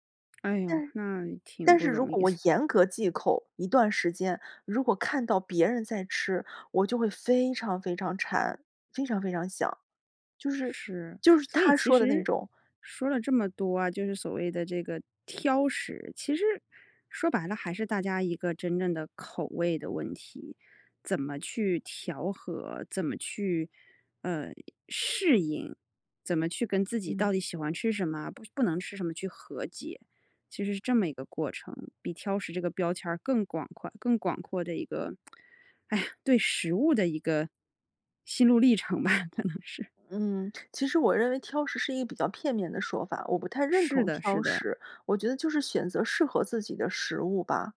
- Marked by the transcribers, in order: other noise; lip smack; chuckle; laughing while speaking: "可能是"
- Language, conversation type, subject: Chinese, podcast, 家人挑食你通常怎么应对？